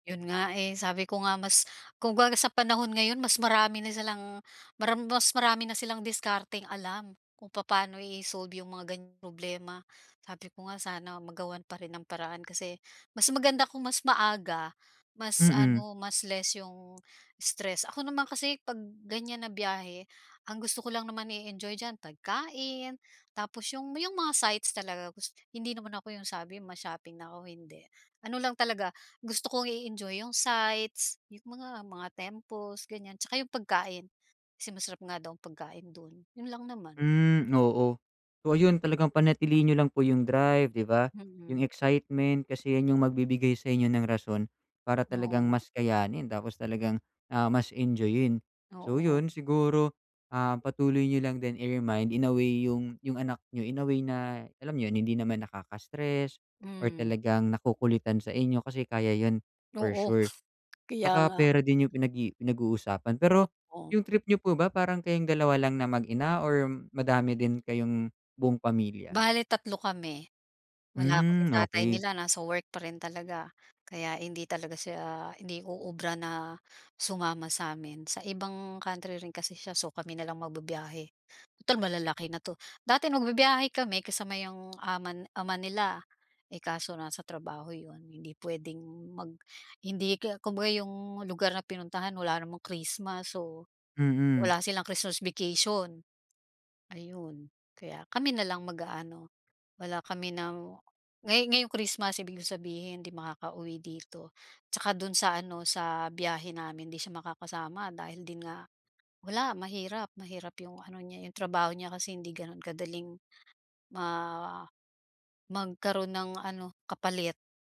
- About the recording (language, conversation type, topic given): Filipino, advice, Paano ko mababawasan ang stress kapag nagbibiyahe o nagbabakasyon ako?
- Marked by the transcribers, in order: in English: "i-remind, in a way"; in English: "in a way"; in English: "for sure"; sniff; tapping